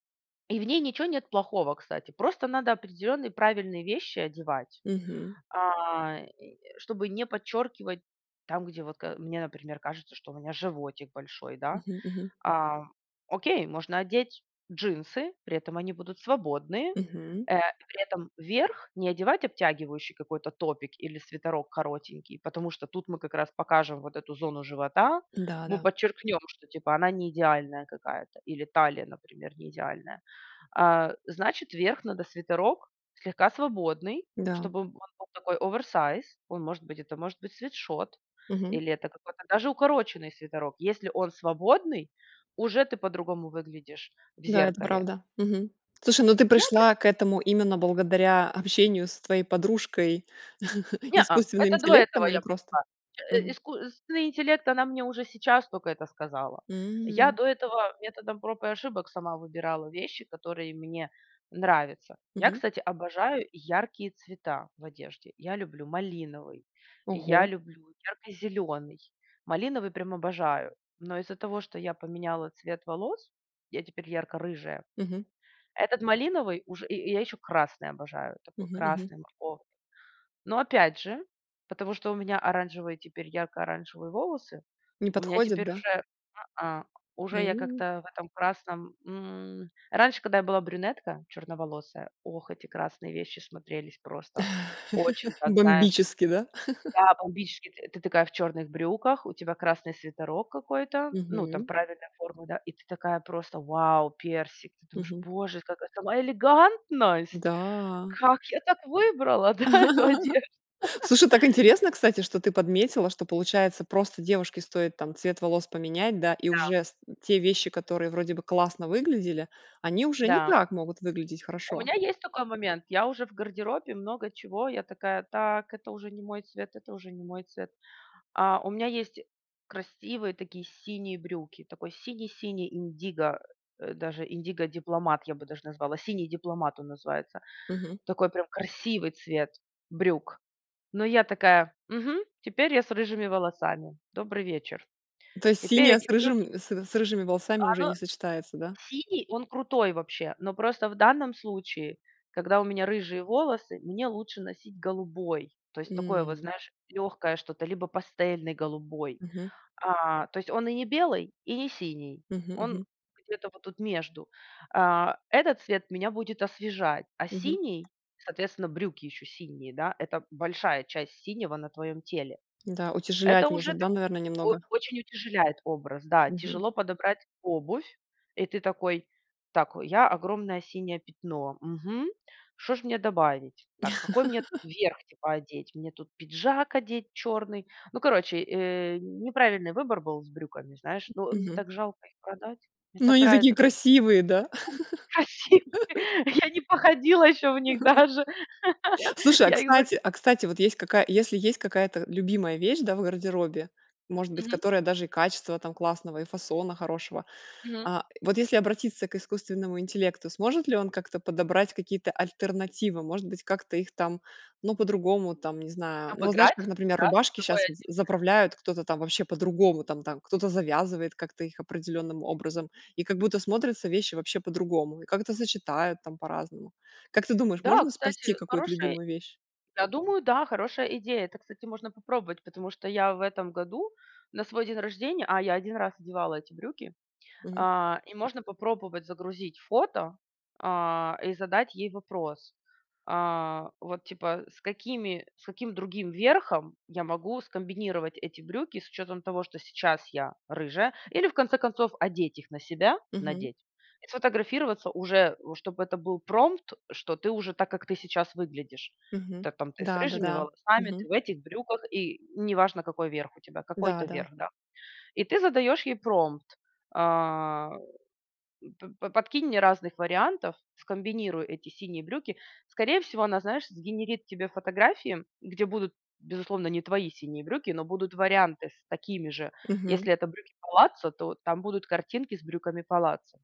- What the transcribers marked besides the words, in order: tapping; chuckle; chuckle; laugh; laughing while speaking: "Как я так выбрала, да, эту одежду?"; laugh; other background noise; laugh; unintelligible speech; laugh; chuckle; laugh; laughing while speaking: "еще в них даже"; laugh
- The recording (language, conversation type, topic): Russian, podcast, Как работать с телом и одеждой, чтобы чувствовать себя увереннее?